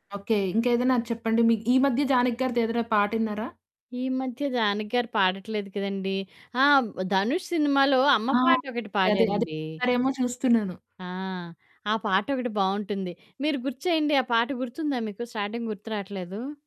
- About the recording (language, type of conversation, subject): Telugu, podcast, ఉద్యోగం మారడం లేదా వివాహం వంటి పెద్ద మార్పు వచ్చినప్పుడు మీ సంగీతాభిరుచి మారిందా?
- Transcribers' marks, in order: distorted speech; in English: "స్టార్టింగ్"